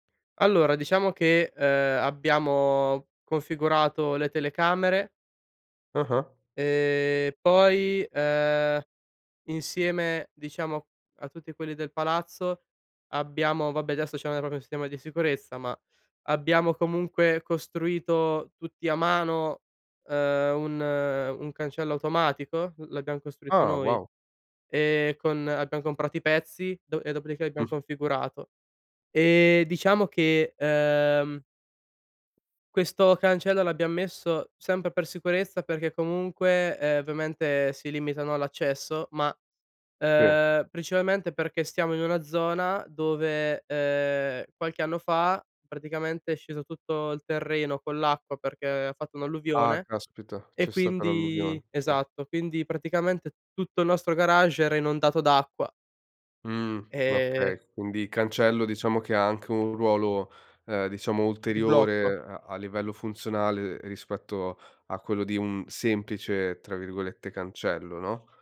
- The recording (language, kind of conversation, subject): Italian, podcast, Cosa pensi delle case intelligenti e dei dati che raccolgono?
- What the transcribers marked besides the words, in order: "proprio" said as "propio"; "sistema" said as "stema"